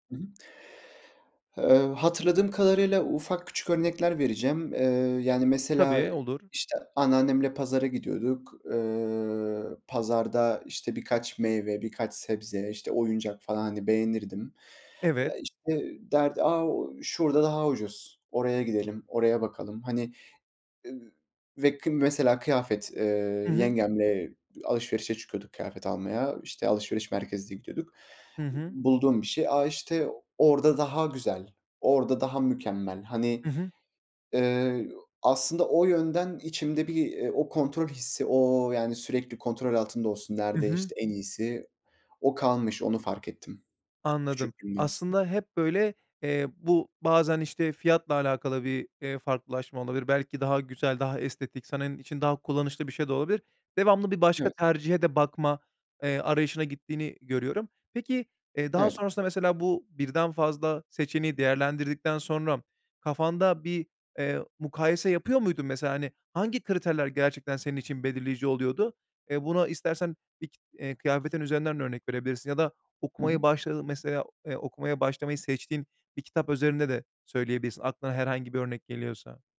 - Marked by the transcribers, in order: tapping; other background noise; unintelligible speech
- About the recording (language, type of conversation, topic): Turkish, podcast, Seçim yaparken 'mükemmel' beklentisini nasıl kırarsın?